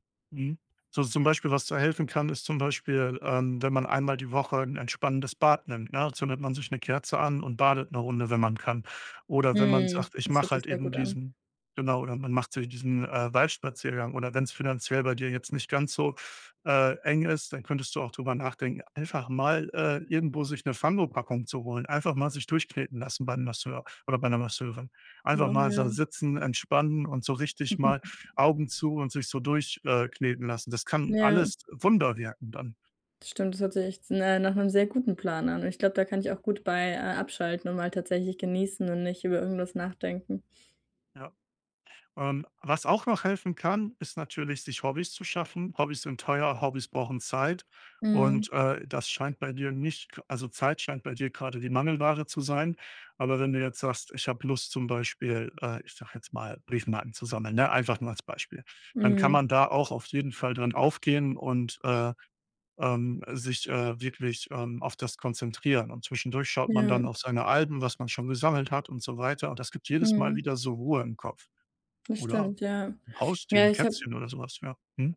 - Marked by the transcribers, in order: other background noise; unintelligible speech; chuckle; tapping
- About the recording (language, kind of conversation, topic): German, advice, Wie kann ich mit einer überwältigenden To-do-Liste umgehen, wenn meine Gedanken ständig kreisen?